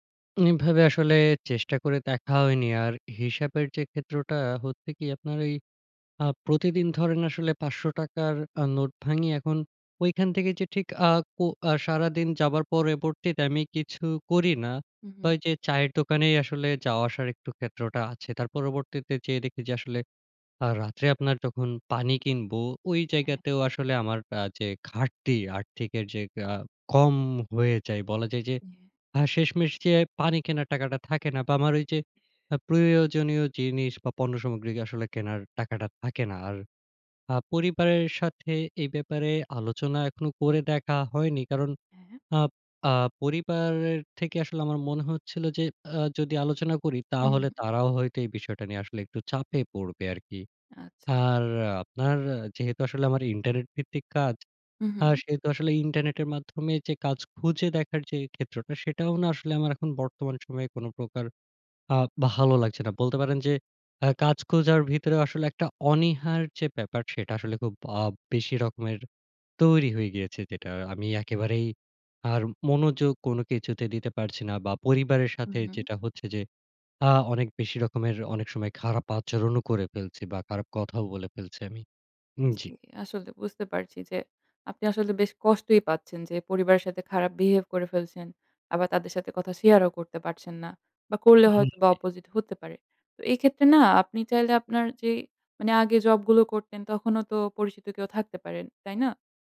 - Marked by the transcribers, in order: "পরবর্তীতে" said as "পরেবর্তিতে"; in English: "বিহেভ"; in English: "অপোজিট"
- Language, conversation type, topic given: Bengali, advice, আপনার আর্থিক অনিশ্চয়তা নিয়ে ক্রমাগত উদ্বেগের অভিজ্ঞতা কেমন?